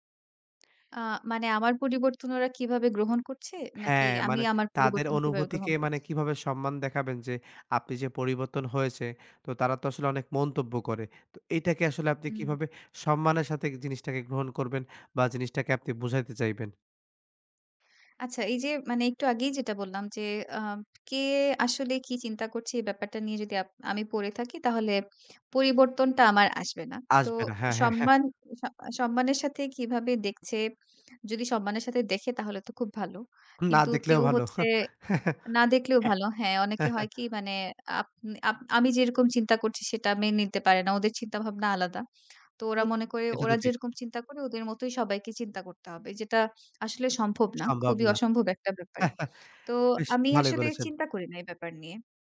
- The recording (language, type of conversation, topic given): Bengali, podcast, পরিবর্তনের সময়ে মানুষ কীভাবে প্রতিক্রিয়া দেখিয়েছিল, আর আপনি তা কীভাবে সামলেছিলেন?
- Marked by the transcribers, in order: tapping; chuckle; other noise; chuckle; chuckle